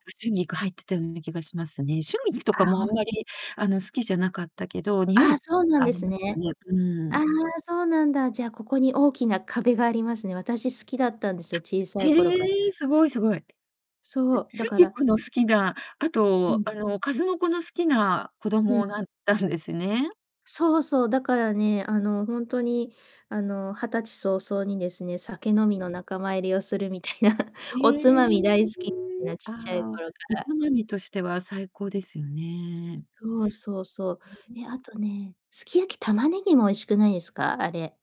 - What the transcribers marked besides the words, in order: distorted speech; other background noise; laughing while speaking: "みたいな"
- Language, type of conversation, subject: Japanese, unstructured, 好きな伝統料理は何ですか？なぜそれが好きなのですか？